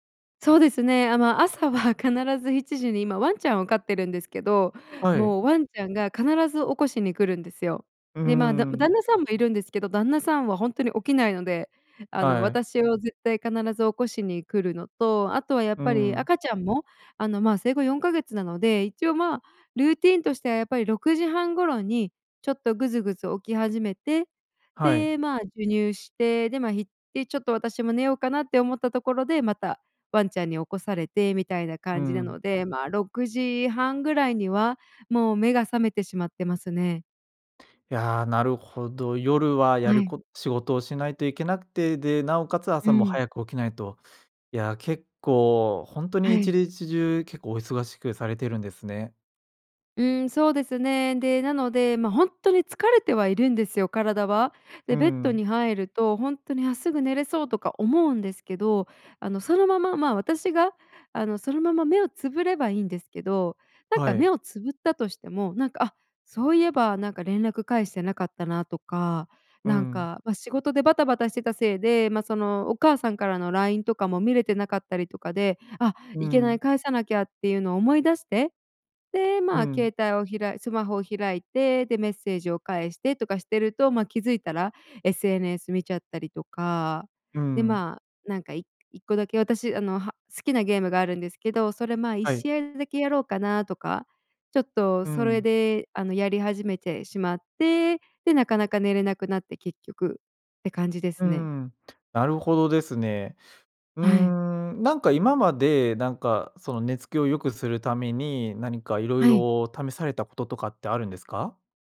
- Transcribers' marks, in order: none
- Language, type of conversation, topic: Japanese, advice, 布団に入ってから寝つけずに長時間ゴロゴロしてしまうのはなぜですか？